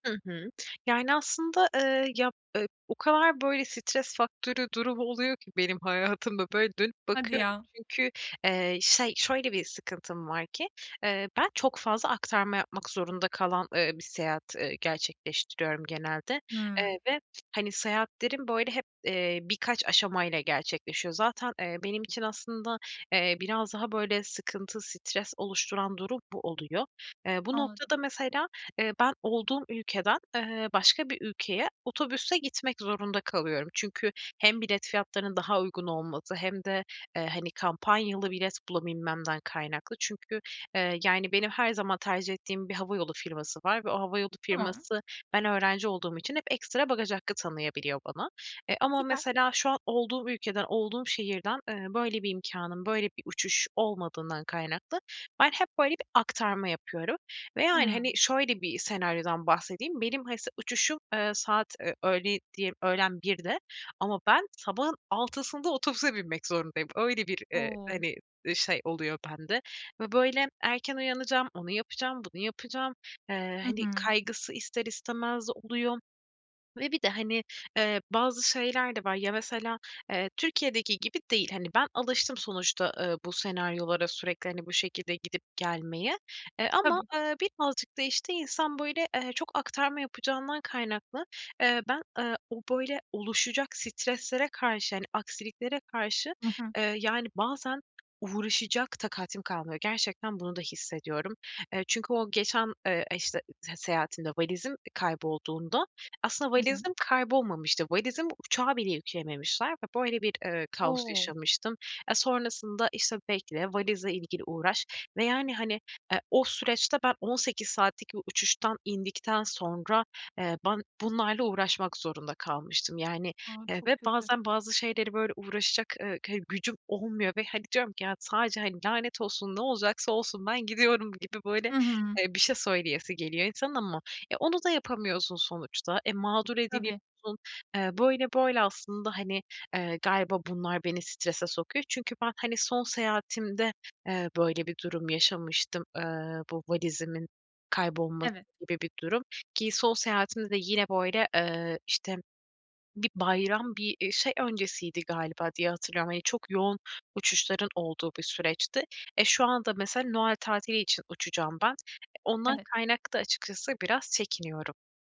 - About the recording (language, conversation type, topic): Turkish, advice, Seyahat sırasında yaşadığım stres ve aksiliklerle nasıl başa çıkabilirim?
- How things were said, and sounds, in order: tapping; other background noise